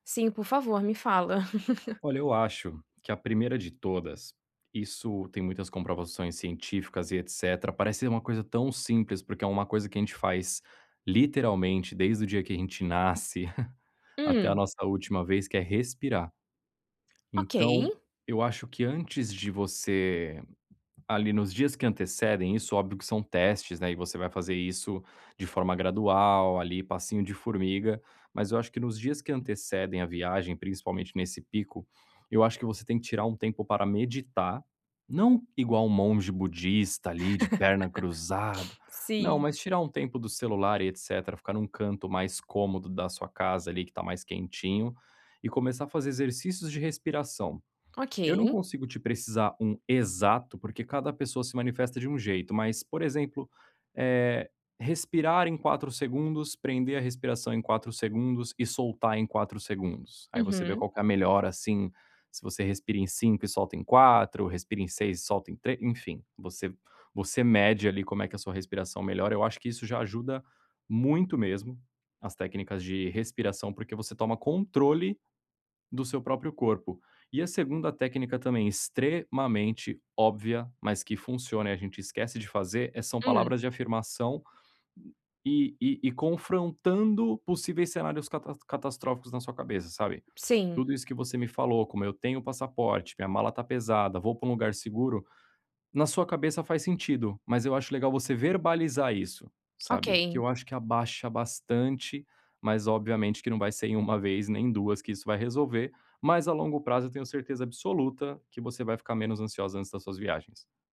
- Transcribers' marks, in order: chuckle; chuckle; tapping; other background noise; laugh; stressed: "extremamente óbvia"
- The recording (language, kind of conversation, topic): Portuguese, advice, Como posso lidar com a ansiedade ao explorar lugares novos e desconhecidos?